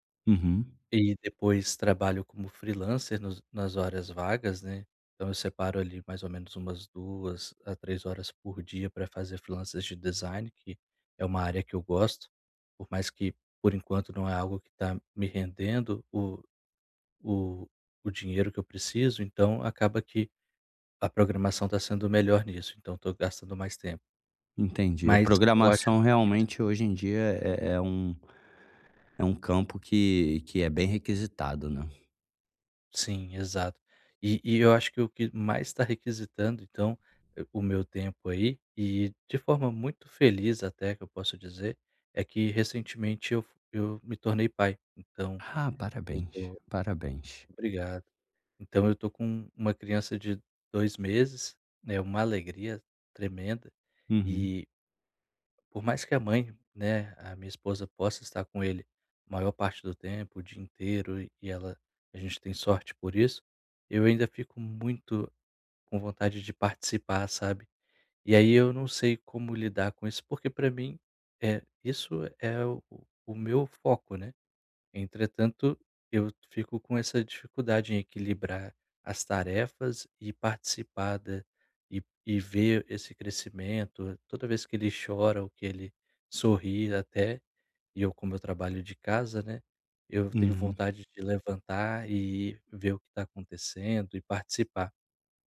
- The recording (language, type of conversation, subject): Portuguese, advice, Como posso equilibrar melhor minhas responsabilidades e meu tempo livre?
- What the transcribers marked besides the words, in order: in English: "freelancer"; in English: "freelancers"; other background noise; tapping